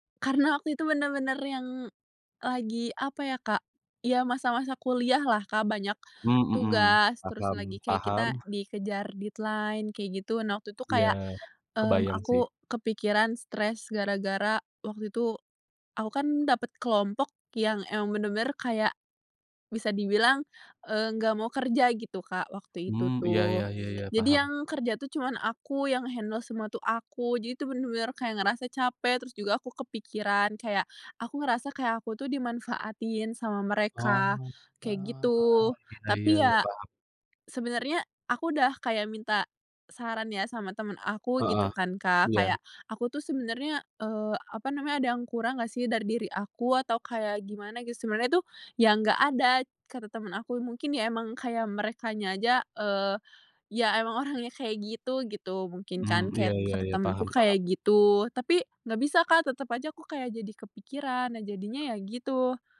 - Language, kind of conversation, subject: Indonesian, podcast, Apa rutinitas tidur yang biasanya kamu jalani?
- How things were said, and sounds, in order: in English: "deadline"; in English: "handle"; other background noise; tapping